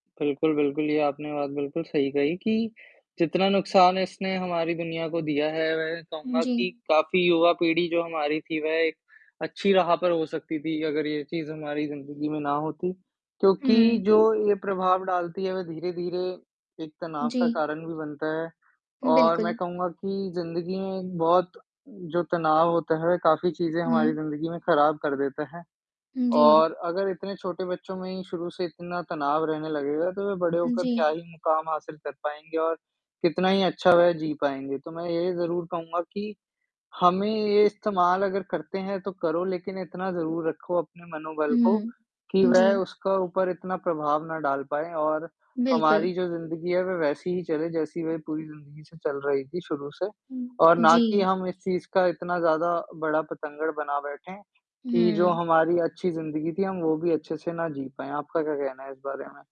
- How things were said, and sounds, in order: static; tapping; distorted speech
- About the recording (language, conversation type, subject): Hindi, unstructured, क्या सोशल मीडिया तकनीक का बड़ा फायदा है या नुकसान?